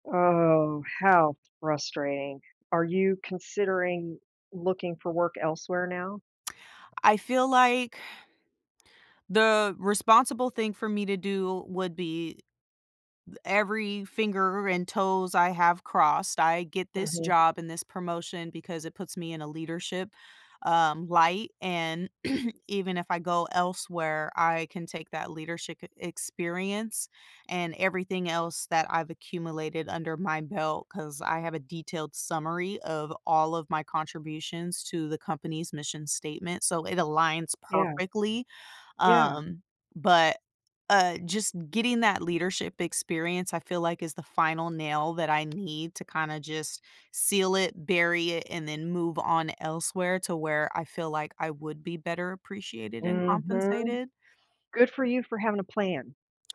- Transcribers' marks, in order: drawn out: "Oh"; tapping; throat clearing
- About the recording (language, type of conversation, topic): English, advice, How can I prepare for my new job?
- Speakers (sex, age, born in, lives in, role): female, 35-39, United States, United States, user; female, 55-59, United States, United States, advisor